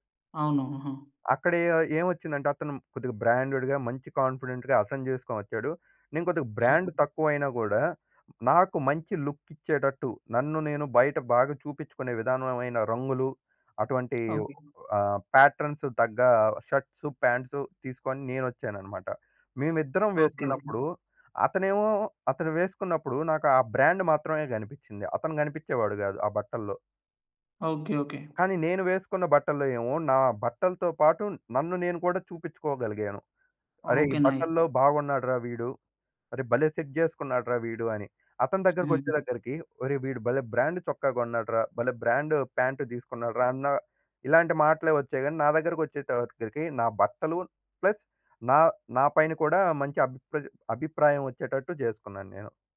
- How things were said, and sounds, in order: in English: "బ్రాండెడ్‌గా"; in English: "కాన్ఫిడెంట్‌గా"; in English: "బ్రాండ్"; in English: "లుక్"; other background noise; in English: "ప్యాట్రన్స్"; in English: "బ్రాండ్"; in English: "నైస్"; in English: "సెట్"; in English: "బ్రాండ్"; in English: "బ్రాండ్ ప్యాంట్"; in English: "ప్లస్"
- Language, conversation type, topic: Telugu, podcast, తక్కువ బడ్జెట్‌లో కూడా స్టైలుగా ఎలా కనిపించాలి?